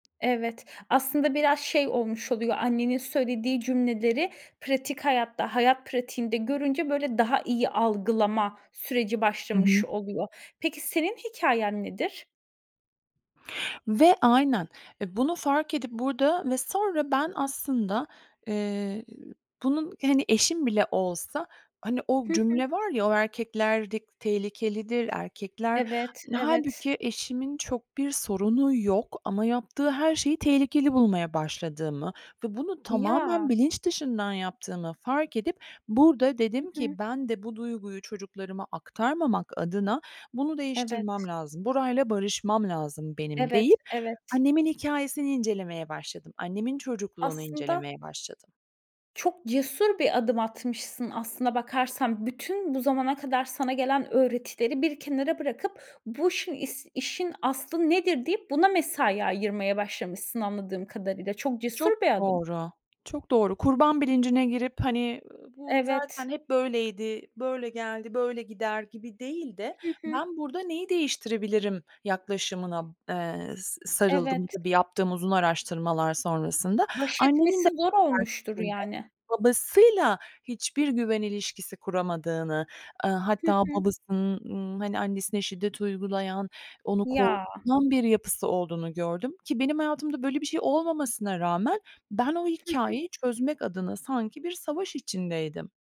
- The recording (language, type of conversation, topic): Turkish, podcast, Aile içinde güven sarsıldığında bunu nasıl onarırsınız?
- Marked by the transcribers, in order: tapping; other background noise; unintelligible speech